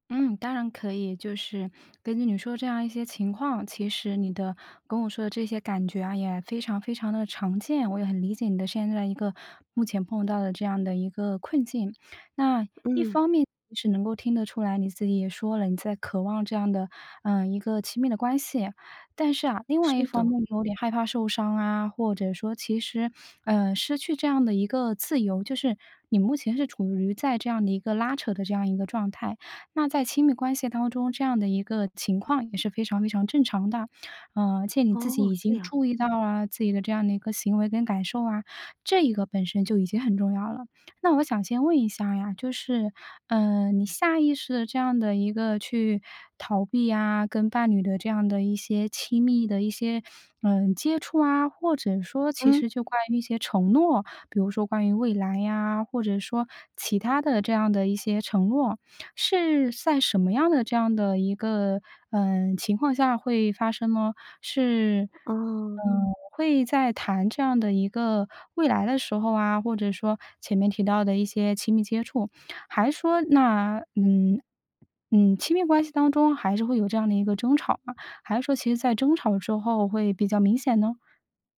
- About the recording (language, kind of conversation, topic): Chinese, advice, 为什么我总是反复逃避与伴侣的亲密或承诺？
- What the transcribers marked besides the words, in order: other background noise